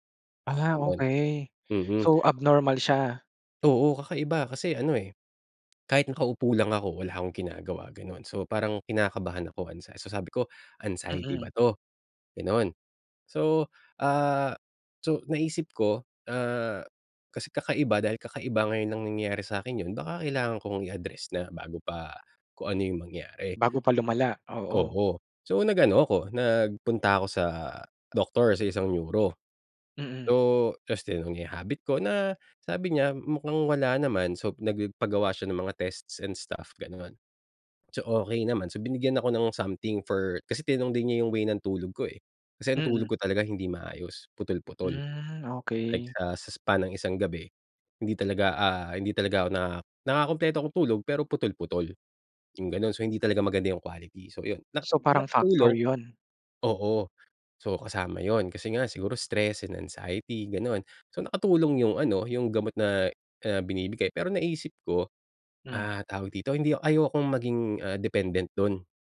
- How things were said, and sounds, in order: in English: "span"; in English: "stress and anxiety"
- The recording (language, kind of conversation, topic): Filipino, podcast, Anong simpleng gawi ang talagang nagbago ng buhay mo?